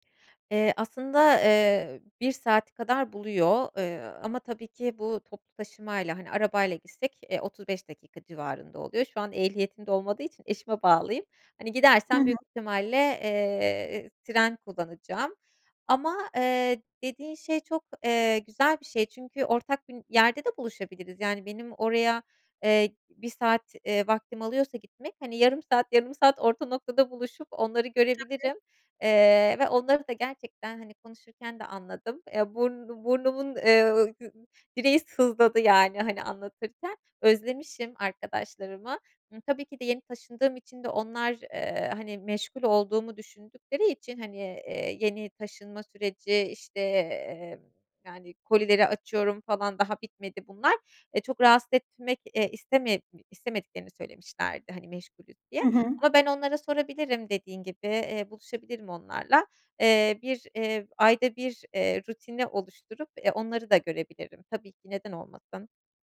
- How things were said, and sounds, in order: none
- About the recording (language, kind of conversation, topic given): Turkish, advice, Taşındıktan sonra yalnızlıkla başa çıkıp yeni arkadaşları nasıl bulabilirim?